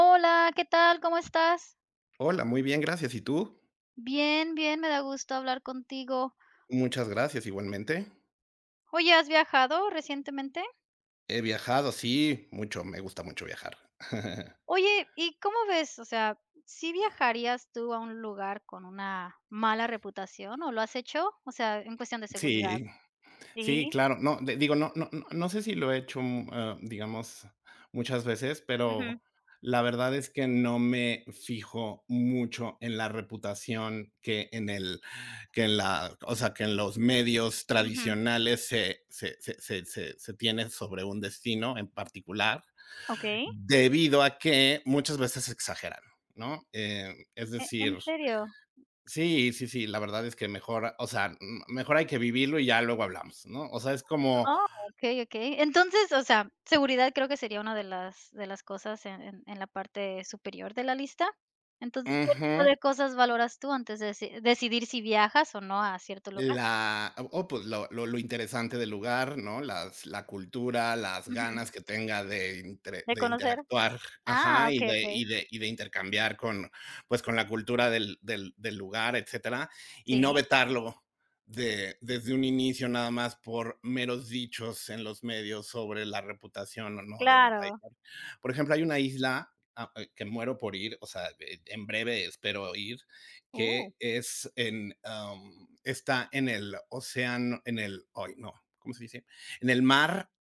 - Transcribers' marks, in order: chuckle
- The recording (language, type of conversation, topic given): Spanish, unstructured, ¿Viajarías a un lugar con fama de ser inseguro?